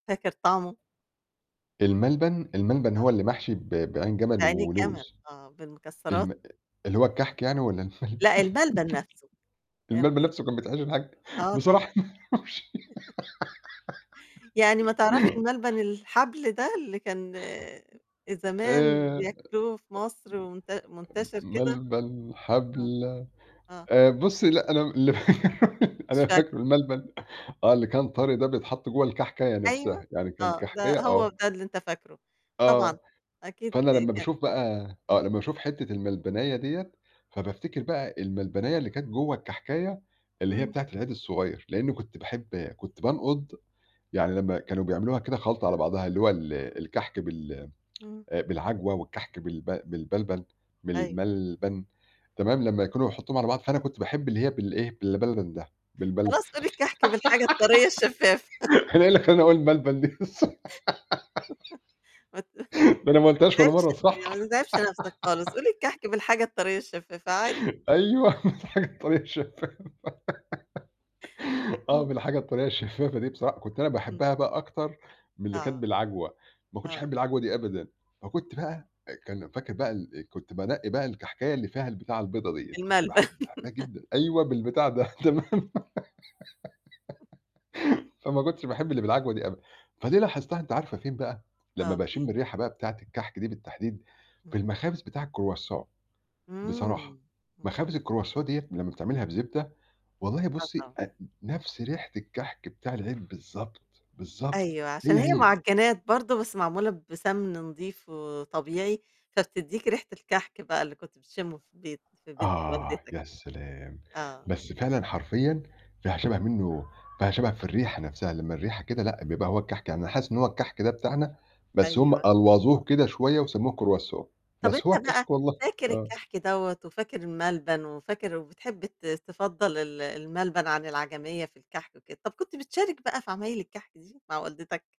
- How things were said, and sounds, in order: laughing while speaking: "والّا الملبن"; laugh; unintelligible speech; "بكحك" said as "بحك"; chuckle; laughing while speaking: "بصراحة أنا ما أعرفش"; giggle; static; other noise; laugh; laughing while speaking: "أنا فاكره الملبن"; tsk; "بالملبن" said as "بالبلبن"; "بالملبن" said as "بالبلبن"; laugh; giggle; laughing while speaking: "أنا إيه اللي خلاني أقول الملبن دي بس؟"; laugh; chuckle; unintelligible speech; giggle; giggle; unintelligible speech; giggle; chuckle; laugh; laughing while speaking: "تمام؟"; laugh; in French: "الcroissant"; in French: "الcroissant"; in French: "croissant"
- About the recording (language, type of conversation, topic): Arabic, podcast, إيه هي الأكلة اللي أول ما تشم ريحتها بتحسّك إنك رجعت البيت؟